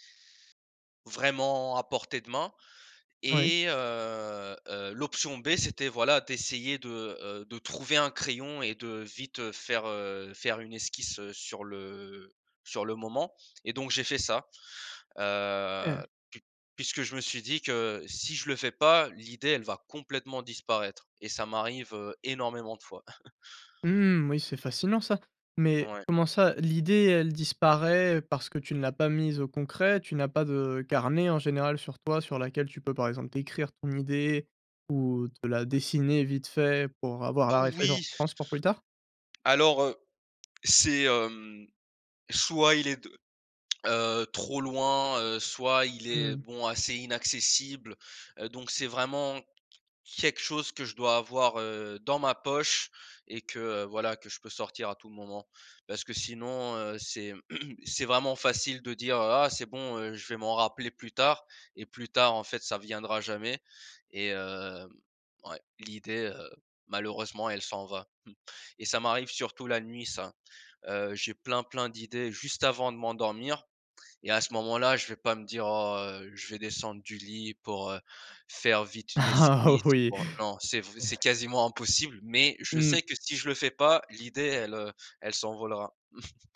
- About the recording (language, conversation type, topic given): French, podcast, Comment trouves-tu l’inspiration pour créer quelque chose de nouveau ?
- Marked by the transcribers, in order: drawn out: "heu"; chuckle; stressed: "Mmh"; "référence" said as "référenhence"; stressed: "Oui"; throat clearing; chuckle; laughing while speaking: "Ah oui !"; chuckle; chuckle